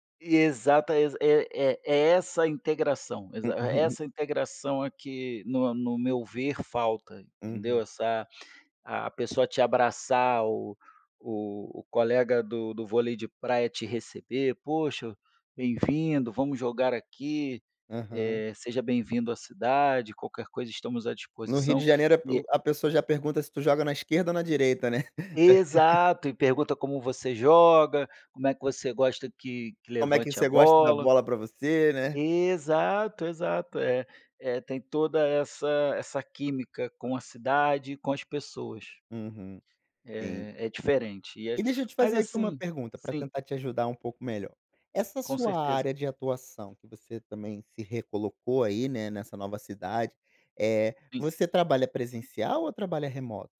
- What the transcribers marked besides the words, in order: chuckle; chuckle
- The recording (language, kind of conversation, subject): Portuguese, advice, Como posso recomeçar os meus hábitos após um período de mudança ou viagem?